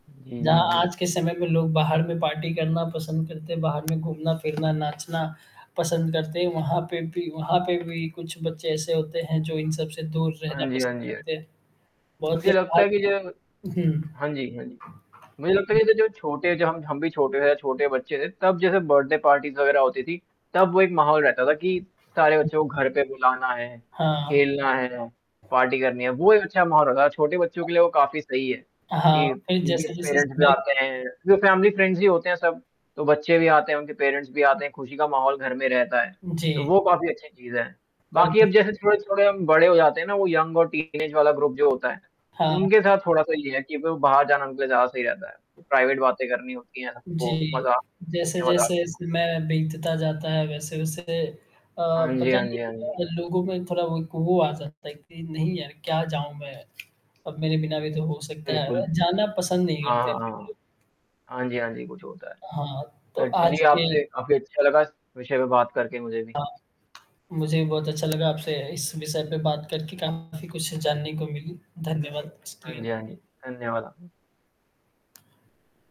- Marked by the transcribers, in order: static; in English: "पार्टी"; tapping; distorted speech; unintelligible speech; in English: "बर्थडे पार्टीज़"; unintelligible speech; in English: "पार्टी"; in English: "पेरेंट्स"; in English: "फ्रेंड्स"; in English: "पेरेंट्स"; in English: "यंग"; in English: "टीनेज"; in English: "ग्रुप"; in English: "प्राइवेट"; unintelligible speech
- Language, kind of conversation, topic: Hindi, unstructured, आपको दोस्तों के साथ बाहर खाना पसंद है या घर पर पार्टी करना?